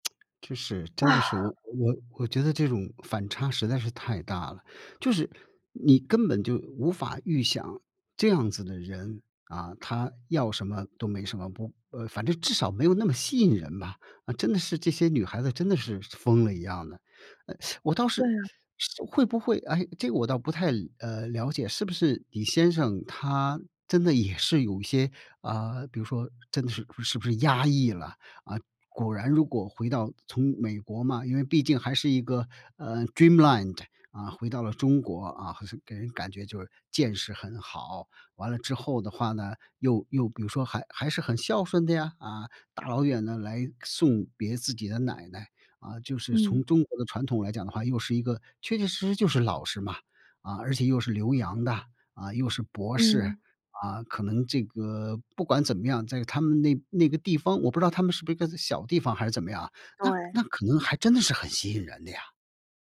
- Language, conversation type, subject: Chinese, advice, 我因为伴侣不忠而感到被背叛、难以释怀，该怎么办？
- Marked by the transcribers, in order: other background noise; tapping; teeth sucking; in English: "dreamland"